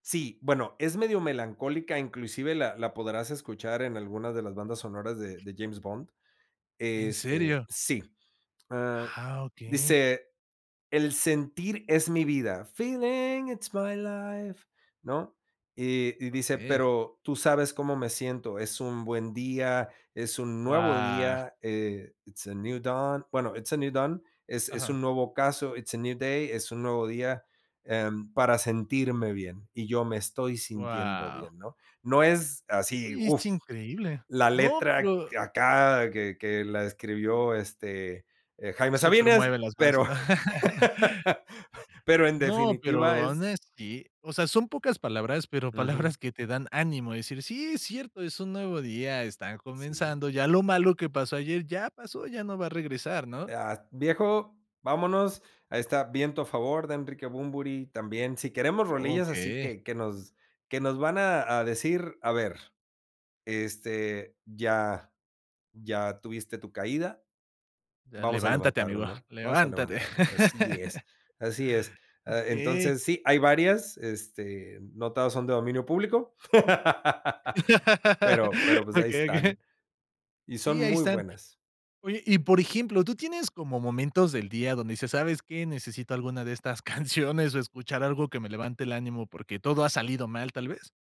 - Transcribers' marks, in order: tapping; singing: "feeling it's my life"; surprised: "Guau"; laugh; in English: "honestly"; laugh; laughing while speaking: "Okey okey"; laugh; chuckle
- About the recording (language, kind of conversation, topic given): Spanish, podcast, ¿Tienes una canción que siempre te pone de buen humor?